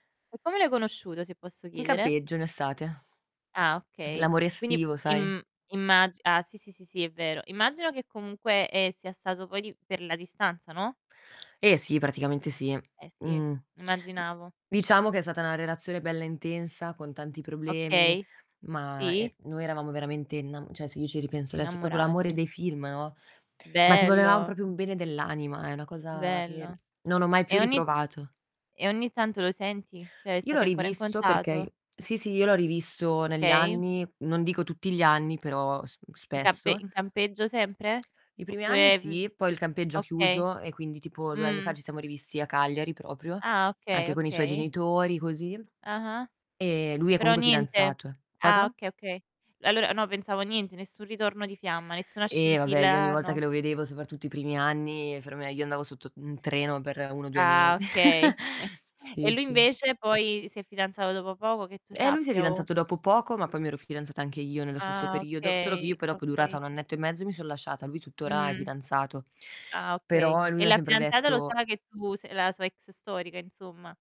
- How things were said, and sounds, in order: distorted speech; tapping; "cioè" said as "ceh"; "proprio" said as "propio"; "proprio" said as "propio"; "Cioè" said as "ceh"; "Okay" said as "key"; other background noise; chuckle; chuckle
- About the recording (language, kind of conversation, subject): Italian, unstructured, Perché è così difficile dire addio a una storia finita?